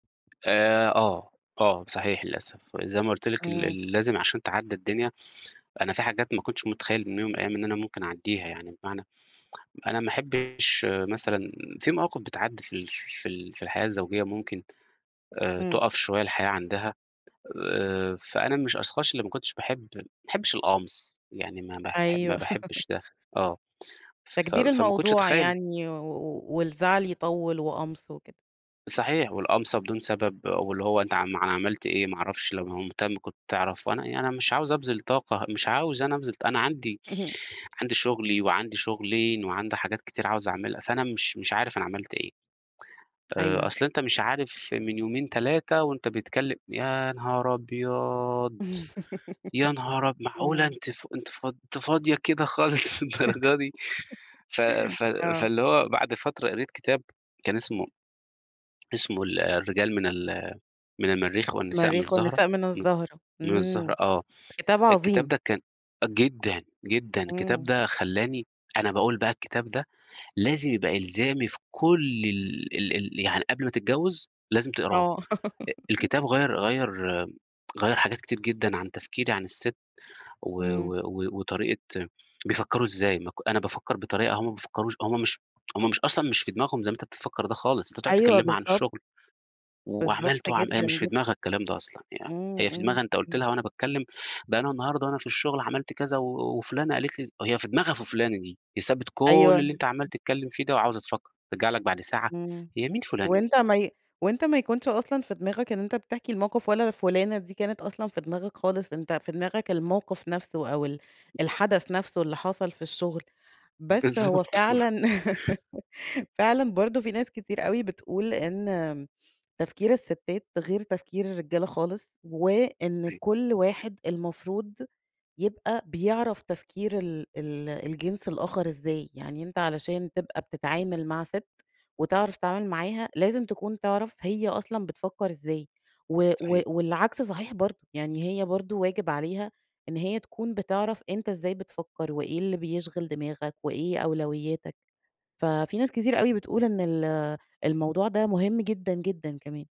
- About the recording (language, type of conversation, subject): Arabic, podcast, إزاي قرار جوازك أثّر على اختياراتك في الحياة؟
- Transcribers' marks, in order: tapping; laugh; laughing while speaking: "إمم"; chuckle; laughing while speaking: "أنتِ فاضية كده خالص للدرجة دي؟"; laugh; laugh; laughing while speaking: "بالضبط"; chuckle; other background noise; laugh